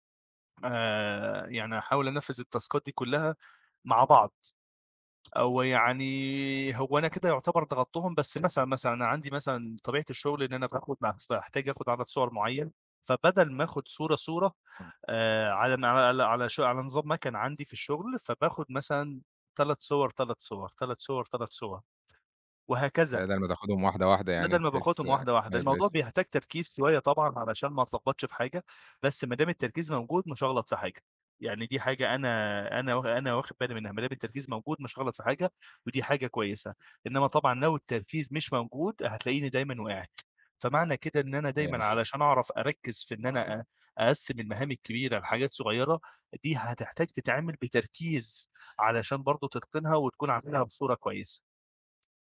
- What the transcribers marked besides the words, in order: other background noise; in English: "التاسكات"; tapping
- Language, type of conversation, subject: Arabic, podcast, إزاي بتقسّم المهام الكبيرة لخطوات صغيرة؟